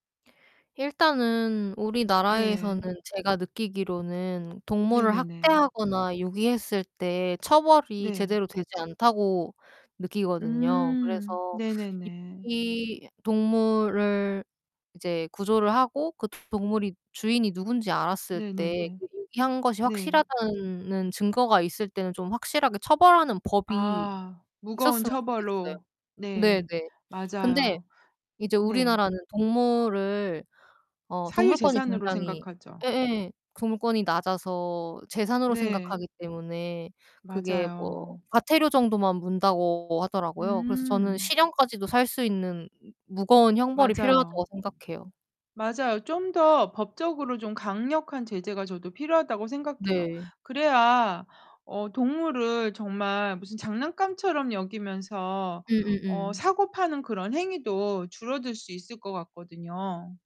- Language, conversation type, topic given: Korean, unstructured, 아픈 동물을 버리는 일은 왜 문제일까요?
- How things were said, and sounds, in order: other background noise; distorted speech; tapping; unintelligible speech